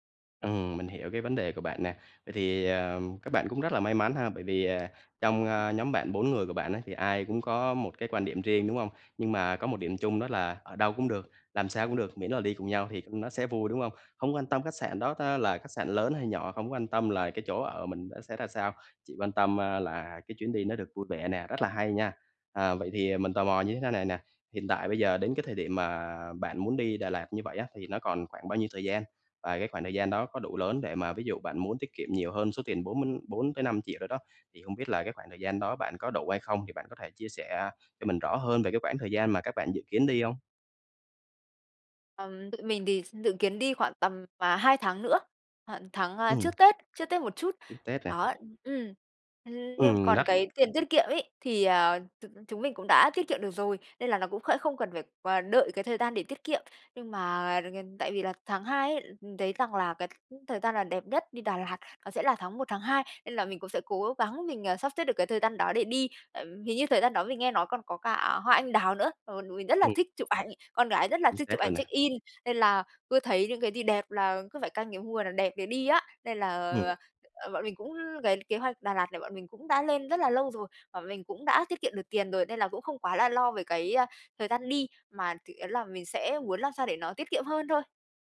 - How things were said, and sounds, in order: tapping; other background noise; unintelligible speech; in English: "check in"
- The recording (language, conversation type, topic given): Vietnamese, advice, Làm sao quản lý ngân sách và thời gian khi du lịch?